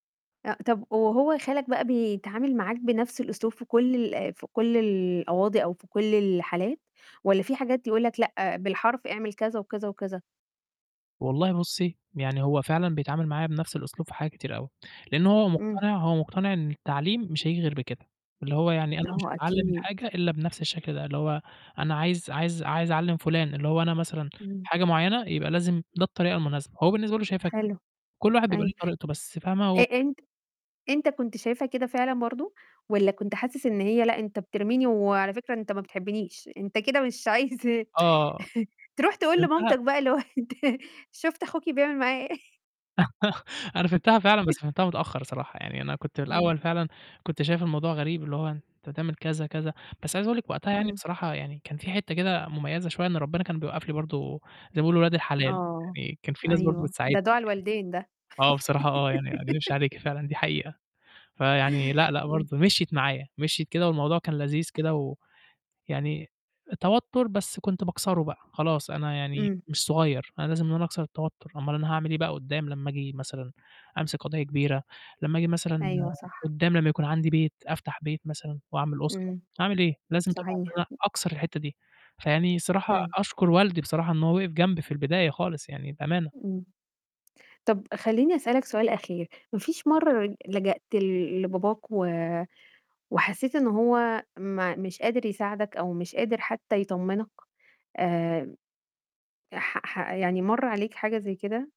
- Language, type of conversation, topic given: Arabic, podcast, بتلجأ لمين أول ما تتوتر، وليه؟
- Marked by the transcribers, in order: tapping; distorted speech; tsk; chuckle; chuckle; laughing while speaking: "إيه؟"; chuckle; laugh; laugh; other noise